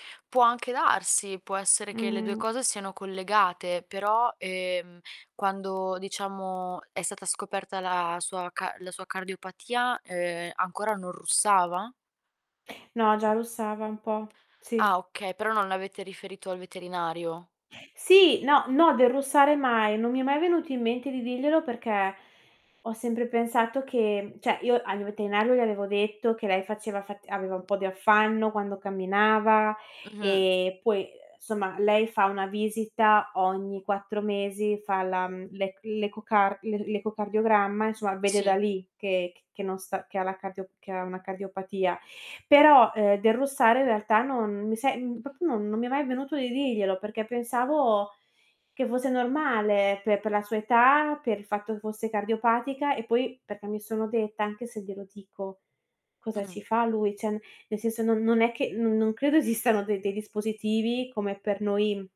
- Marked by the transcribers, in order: distorted speech; static; tapping; "cioè" said as "ceh"; "veterinario" said as "veteinario"; other noise; "proprio" said as "propio"; "Cioè" said as "ceh"; laughing while speaking: "esistano"
- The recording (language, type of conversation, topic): Italian, advice, Come gestite i conflitti di coppia dovuti al russare o ad orari di sonno diversi?